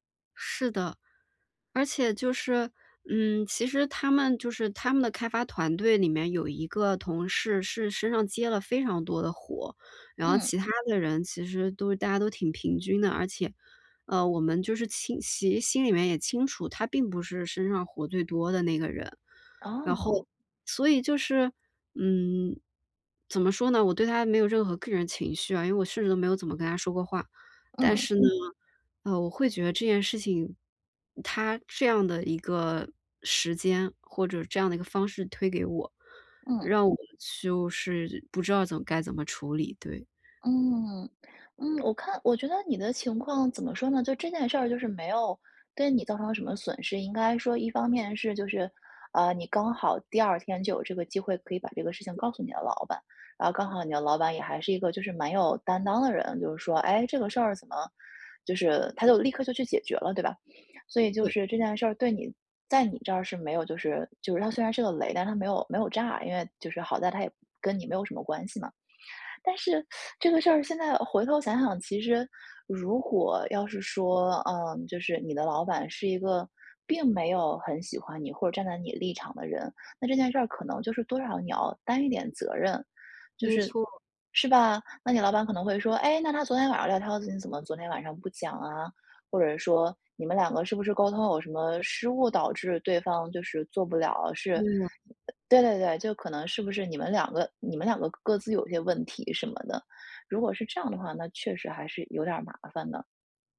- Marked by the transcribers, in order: other background noise; other noise; teeth sucking; tapping
- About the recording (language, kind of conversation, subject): Chinese, advice, 我該如何處理工作中的衝突與利益衝突？